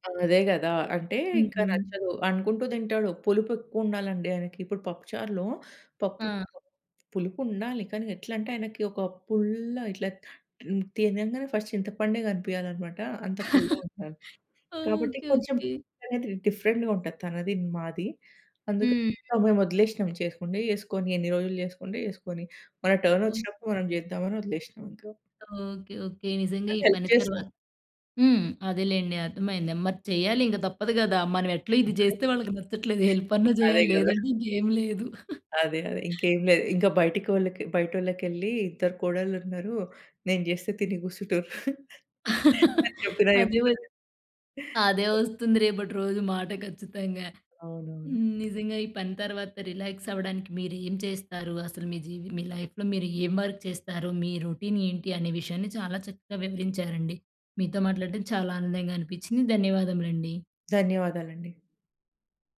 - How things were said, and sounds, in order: in English: "ఫస్ట్"; chuckle; in English: "డిఫరెంట్‌గా"; other background noise; in English: "టర్న్"; in English: "హెల్ప్"; other noise; laughing while speaking: "హెల్ప్ అన్నా చేయాలి లేదంటే ఇంకేం లేదు"; in English: "హెల్ప్"; laugh; laughing while speaking: "అని చెప్పినా చెప్తరు"; in English: "రిలాక్స్"; in English: "లైఫ్‌లో"; in English: "వర్క్"; in English: "రొటీన్"
- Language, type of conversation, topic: Telugu, podcast, పని తర్వాత విశ్రాంతి పొందడానికి మీరు సాధారణంగా ఏమి చేస్తారు?